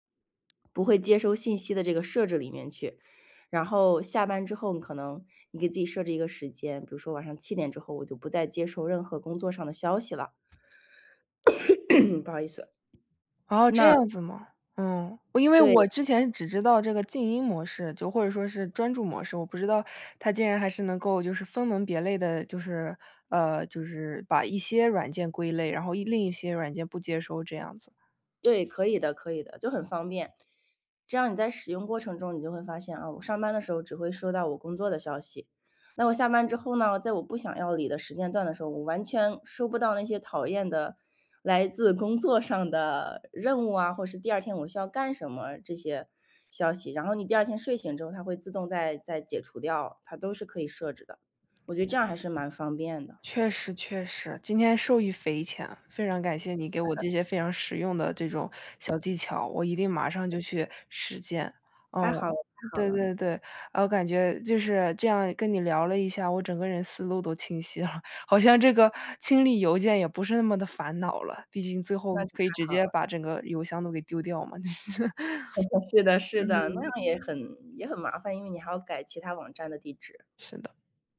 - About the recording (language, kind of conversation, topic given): Chinese, advice, 如何才能减少收件箱里的邮件和手机上的推送通知？
- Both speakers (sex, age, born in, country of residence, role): female, 18-19, United States, United States, user; female, 25-29, China, Canada, advisor
- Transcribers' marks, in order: other background noise; cough; tapping; chuckle; chuckle; laughing while speaking: "好像这个"; chuckle